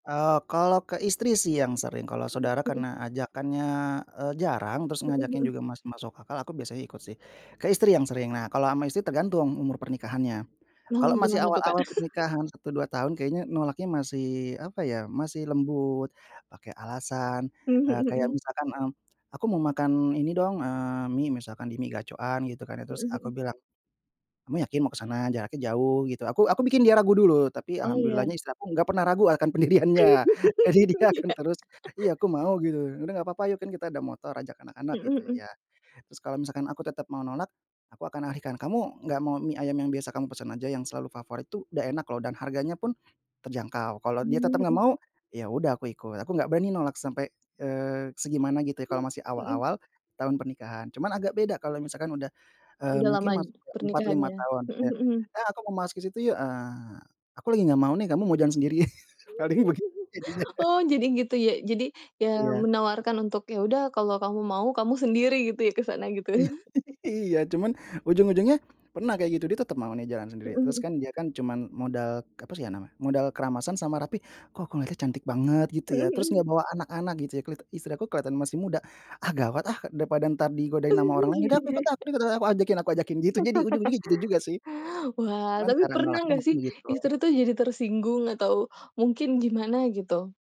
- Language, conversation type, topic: Indonesian, podcast, Bagaimana cara Anda mengatakan tidak tanpa membuat orang tersinggung?
- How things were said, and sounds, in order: laughing while speaking: "pendiriannya jadi dia akan terus"; laugh; laughing while speaking: "sendirian paling begini jadinya"; laugh; laugh; laugh; other background noise; laugh